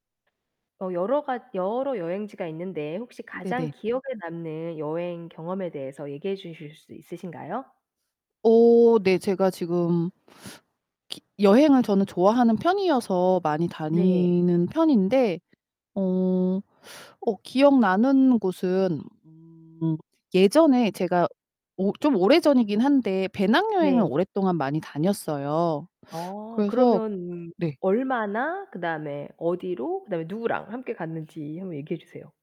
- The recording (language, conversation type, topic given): Korean, podcast, 가장 기억에 남는 여행 경험을 들려주실 수 있나요?
- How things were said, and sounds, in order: teeth sucking; other background noise; teeth sucking